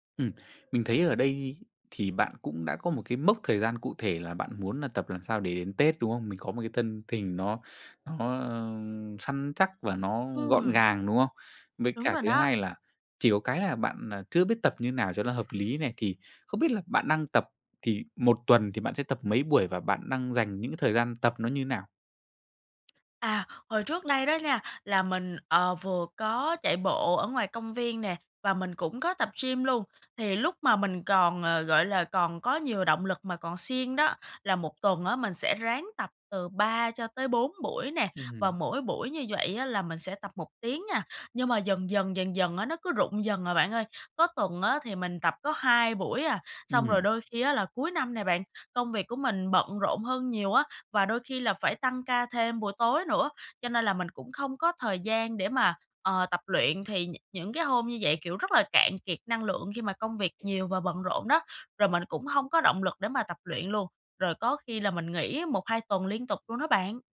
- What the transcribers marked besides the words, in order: tapping; other background noise
- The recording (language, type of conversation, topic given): Vietnamese, advice, Vì sao bạn thiếu động lực để duy trì thói quen tập thể dục?